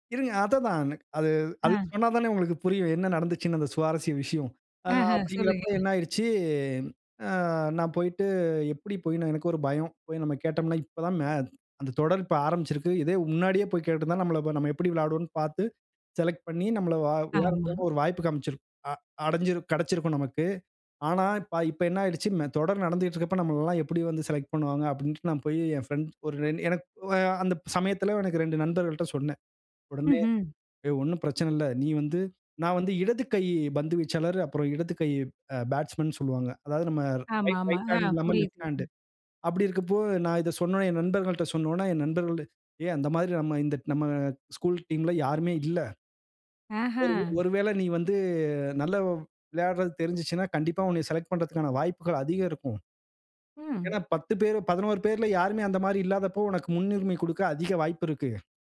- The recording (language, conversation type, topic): Tamil, podcast, பள்ளி அல்லது கல்லூரியில் உங்களுக்கு வாழ்க்கையில் திருப்புமுனையாக அமைந்த நிகழ்வு எது?
- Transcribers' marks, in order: in English: "பேட்ஸ்மேன்னு"; in English: "ரைட் ஹேண்ட்"; in English: "லெஃப்ட் ஹேண்ட்டு"